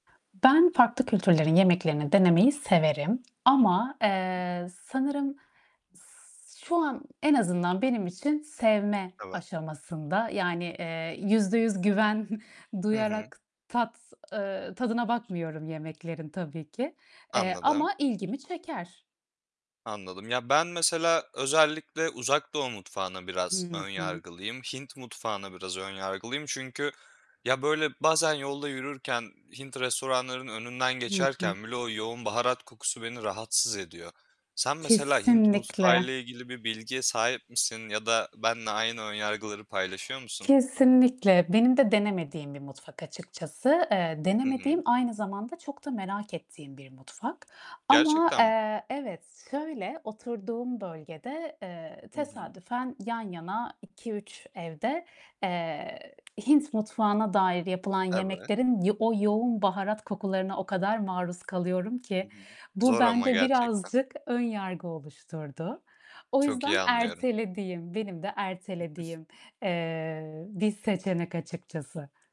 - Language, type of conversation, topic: Turkish, unstructured, Farklı kültürlerin yemeklerini denemeyi sever misiniz?
- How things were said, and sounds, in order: static; unintelligible speech; tapping; other background noise; unintelligible speech; other noise